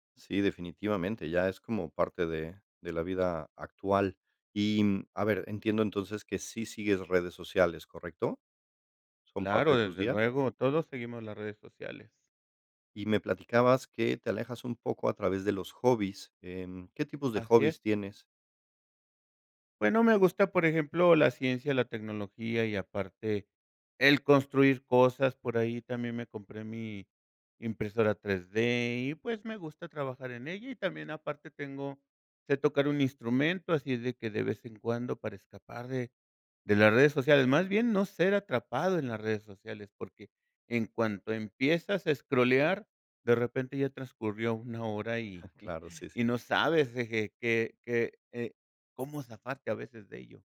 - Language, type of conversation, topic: Spanish, podcast, ¿Qué haces cuando te sientes saturado por las redes sociales?
- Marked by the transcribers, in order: other noise; laughing while speaking: "una hora"